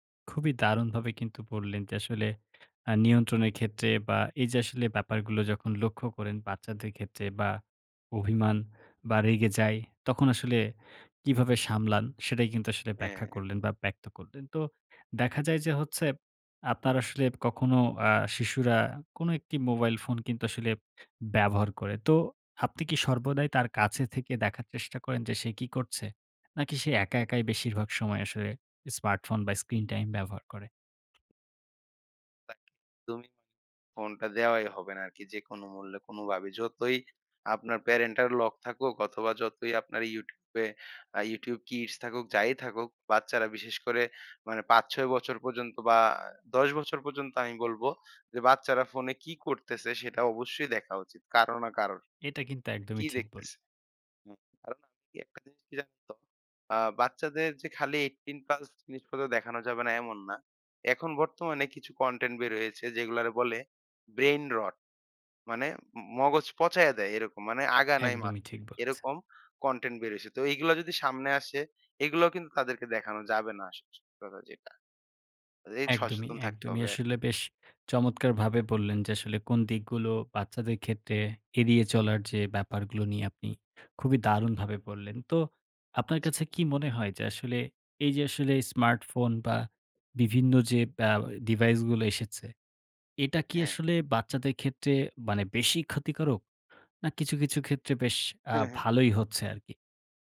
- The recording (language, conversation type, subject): Bengali, podcast, শিশুদের স্ক্রিন টাইম নিয়ন্ত্রণে সাধারণ কোনো উপায় আছে কি?
- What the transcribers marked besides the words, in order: unintelligible speech; in English: "parental lock"; in English: "Brain Rot"; "সচেতন" said as "সসেতন"